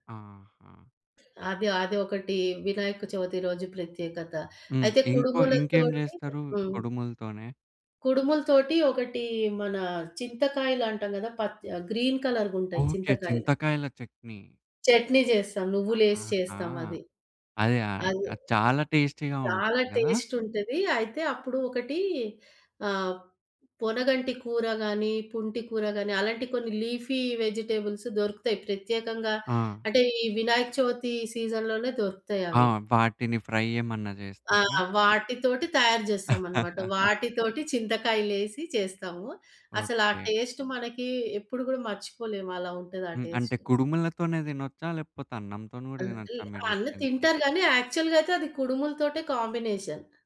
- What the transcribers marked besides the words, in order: other background noise; in English: "గ్రీన్"; in English: "చట్నీ"; in English: "చట్నీ"; in English: "టేస్టీగా"; in English: "టేస్ట్"; in English: "లీఫీ వెజిటబుల్స్"; in English: "సీజన్‌లోనే"; in English: "ఫ్రై"; laugh; in English: "టేస్ట్"; in English: "టేస్ట్"; in English: "యాక్చువల్‌గా"; in English: "కాంబినేషన్"
- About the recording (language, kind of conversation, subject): Telugu, podcast, పండగల కోసం సులభంగా, త్వరగా తయారయ్యే వంటకాలు ఏవి?